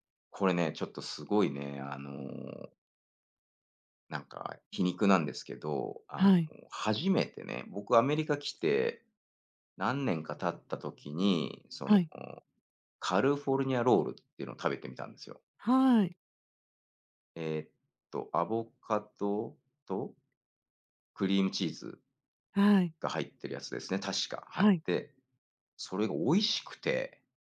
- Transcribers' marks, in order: tapping; "カリフォルニアロール" said as "カルフォルニアロール"
- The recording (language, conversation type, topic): Japanese, unstructured, あなたの地域の伝統的な料理は何ですか？